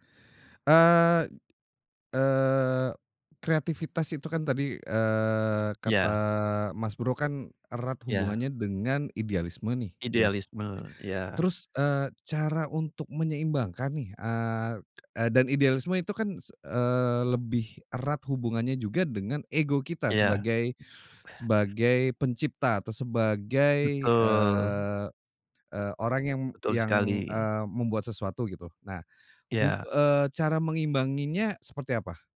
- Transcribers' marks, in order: other background noise
- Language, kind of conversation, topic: Indonesian, podcast, Bagaimana kamu menyeimbangkan kebutuhan komersial dan kreativitas?